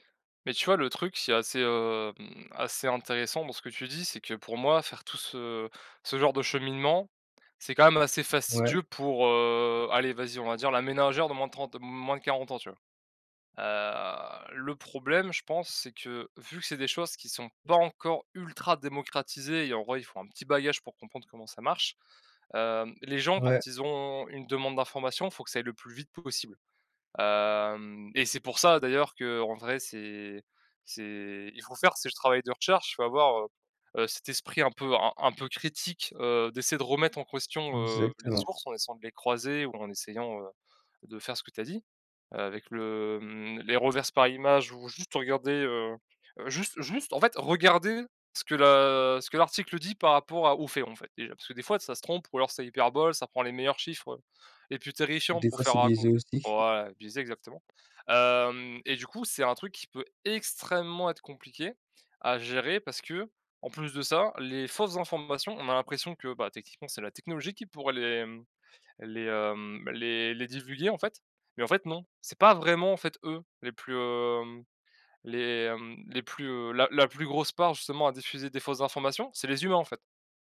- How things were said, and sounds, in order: other background noise; "question" said as "quoestion"; in English: "reverses"; tapping; stressed: "extrêmement"
- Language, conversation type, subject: French, unstructured, Comment la technologie peut-elle aider à combattre les fausses informations ?